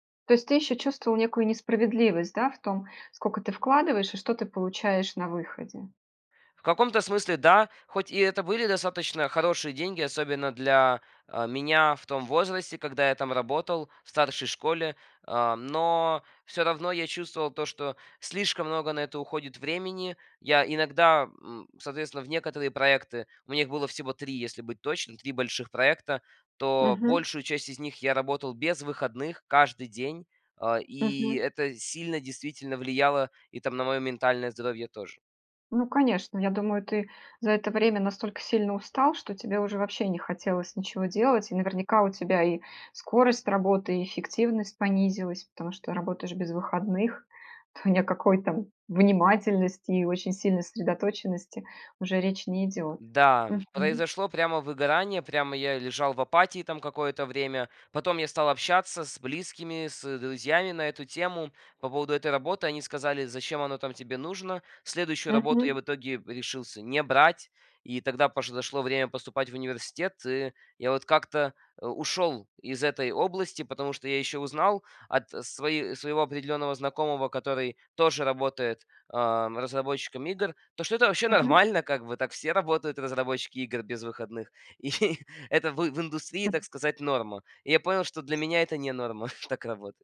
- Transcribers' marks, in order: tapping; laughing while speaking: "то ни"; laughing while speaking: "и"; chuckle; chuckle
- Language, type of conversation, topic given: Russian, podcast, Как не потерять интерес к работе со временем?